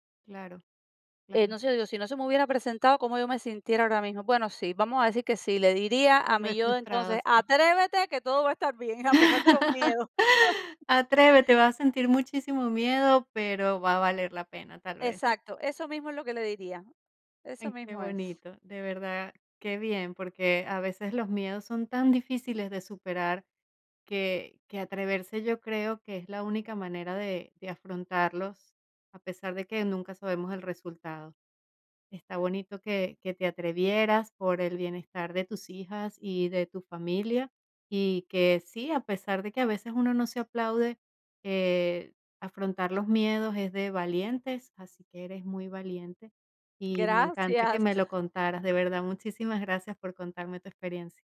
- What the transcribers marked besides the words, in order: laugh; chuckle; tapping
- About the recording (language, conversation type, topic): Spanish, podcast, ¿Qué miedo sentiste al empezar a cambiar y cómo lo superaste?
- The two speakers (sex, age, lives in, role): female, 45-49, United States, guest; female, 50-54, United States, host